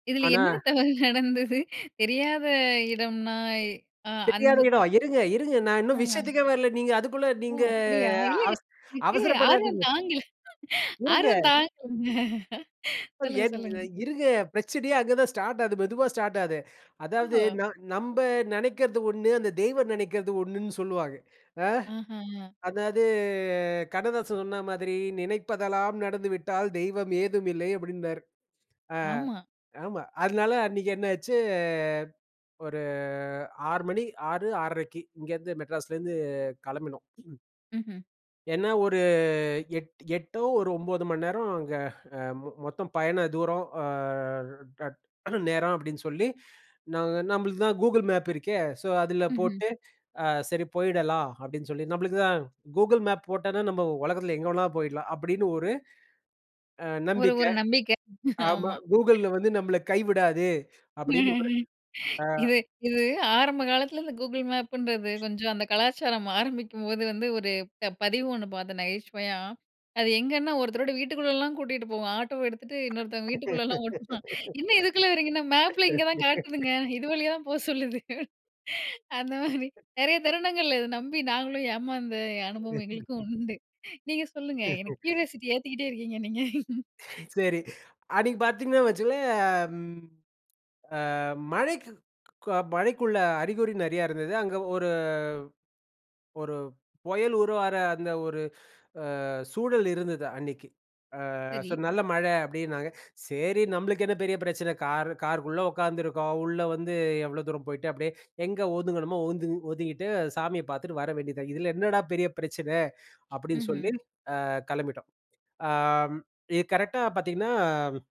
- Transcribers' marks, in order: laughing while speaking: "இதுல என்ன தவறு நடந்தது? தெரியாத இடம்ன்னாய்"; other background noise; laughing while speaking: "எனக்கு ஆர்வம் தாங்கல ஆர்வம் தாங்கலங்க. சொல்லுங்க, சொல்லுங்க"; drawn out: "நீங்க"; drawn out: "அதாவது"; singing: "நினைப்பதெல்லாம் நடந்துவிட்டால் தெய்வம் ஏதுமில்லை"; other noise; unintelligible speech; laugh; laugh; laughing while speaking: "இன்னொருத்தங்க வீட்டுக்குள்ளலாம் ஓட்டுவான். என்ன இதுக்குள்ள … தான் போ சொல்லுது"; laugh; tapping; laugh; in English: "கியூரியாசிட்டி"; laugh
- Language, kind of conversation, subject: Tamil, podcast, நீங்கள் வழியைத் தவறி தொலைந்து போன அனுபவத்தைப் பற்றி சொல்ல முடியுமா?